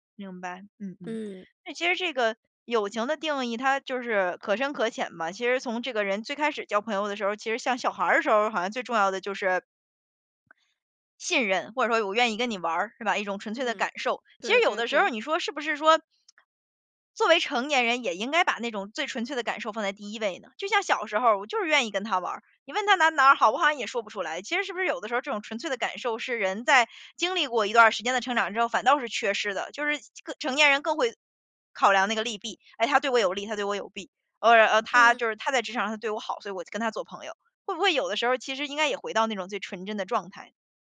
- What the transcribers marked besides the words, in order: other background noise; lip smack
- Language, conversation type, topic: Chinese, podcast, 你觉得什么样的人才算是真正的朋友？